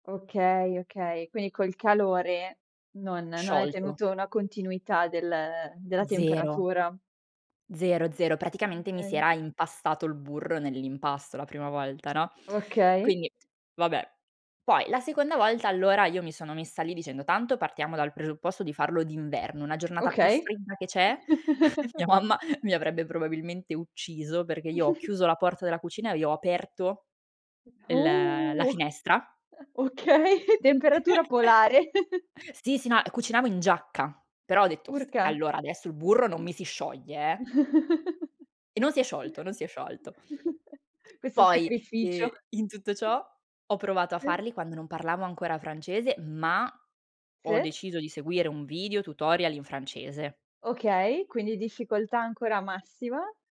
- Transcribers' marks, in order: chuckle; laughing while speaking: "Mia mamma"; chuckle; chuckle; laughing while speaking: "Okay"; chuckle; chuckle; chuckle; sniff; other background noise; "Sì" said as "seh"
- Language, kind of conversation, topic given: Italian, podcast, Parlami di un cibo locale che ti ha conquistato.